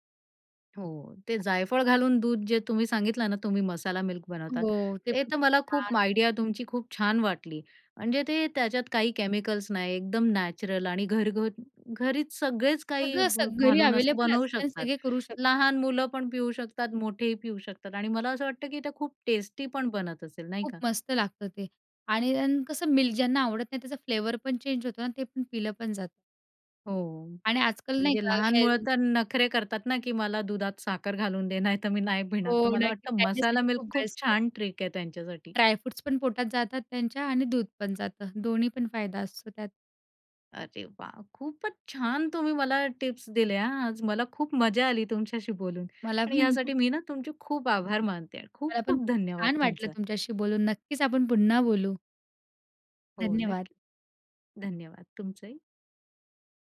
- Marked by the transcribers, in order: other background noise; in English: "आयडिया"; tapping; in English: "ट्रिक"; chuckle
- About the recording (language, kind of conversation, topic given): Marathi, podcast, झोप सुधारण्यासाठी तुम्ही काय करता?